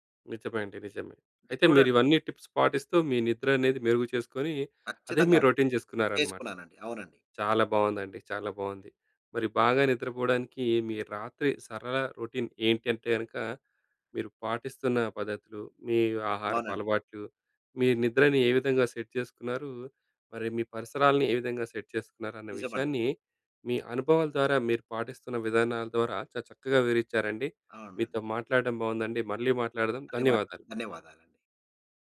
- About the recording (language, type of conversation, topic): Telugu, podcast, బాగా నిద్రపోవడానికి మీరు రాత్రిపూట పాటించే సరళమైన దైనందిన క్రమం ఏంటి?
- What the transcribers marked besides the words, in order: in English: "టిప్స్"; in English: "రొటీన్"; in English: "రొటీన్"; tapping; in English: "సెట్"; in English: "సెట్"